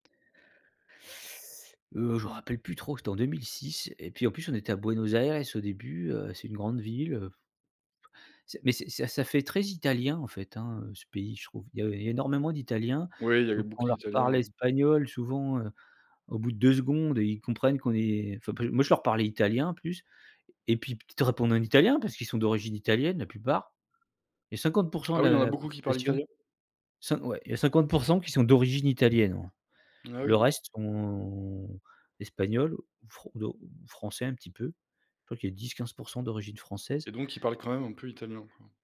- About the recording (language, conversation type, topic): French, podcast, Comment profiter d’un lieu comme un habitant plutôt que comme un touriste ?
- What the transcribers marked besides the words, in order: put-on voice: "Buenos Aires"; drawn out: "sont"